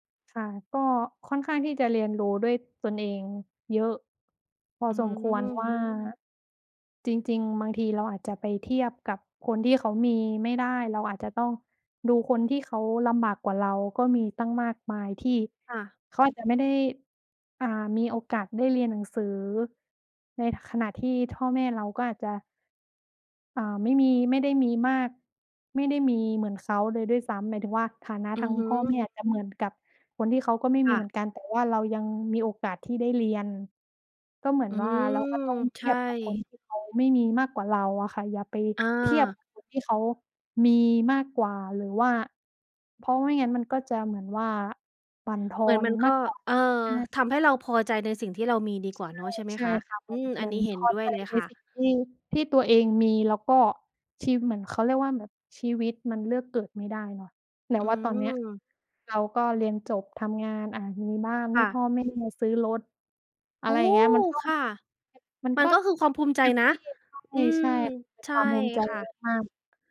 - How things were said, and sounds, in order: none
- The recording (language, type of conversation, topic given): Thai, podcast, ช่วงเวลาไหนที่ทำให้คุณรู้สึกว่าครอบครัวอบอุ่นที่สุด?